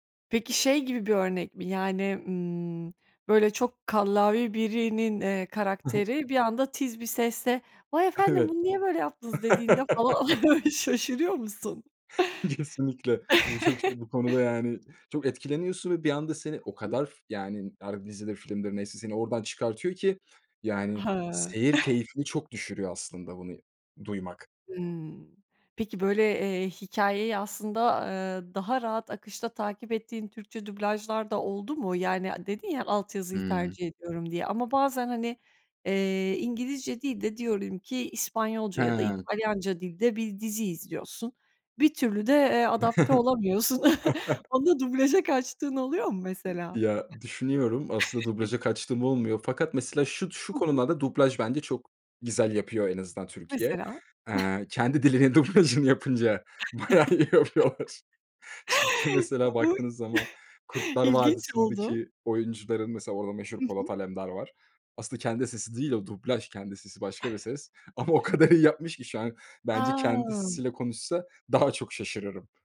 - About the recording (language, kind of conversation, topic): Turkish, podcast, Dublajı mı yoksa altyazıyı mı tercih edersin, neden?
- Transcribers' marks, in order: laughing while speaking: "Evet"; put-on voice: "Vay efendim bunu niye böyle yaptınız"; laugh; other background noise; laughing while speaking: "Kesinlikle"; laughing while speaking: "falan şaşırıyor musun?"; chuckle; giggle; chuckle; chuckle; other noise; chuckle; giggle; laughing while speaking: "dilinin dublajını"; laughing while speaking: "bayağı iyi yapıyorlar"; laugh; unintelligible speech; chuckle; laughing while speaking: "o kadar"